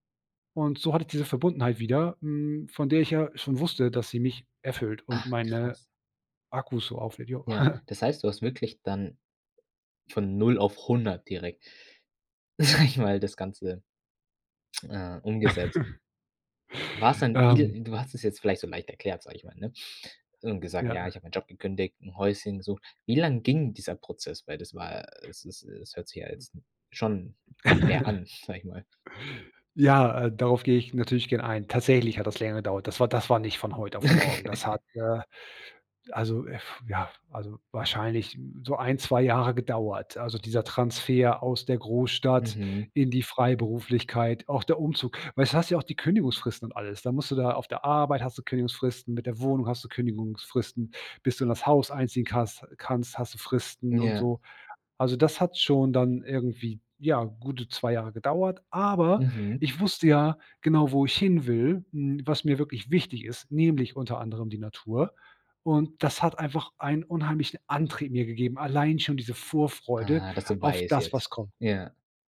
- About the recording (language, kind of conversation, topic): German, podcast, Wie wichtig ist dir Zeit in der Natur?
- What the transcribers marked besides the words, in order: chuckle; laughing while speaking: "sage ich mal"; chuckle; giggle; chuckle; chuckle; other noise; stressed: "Aber"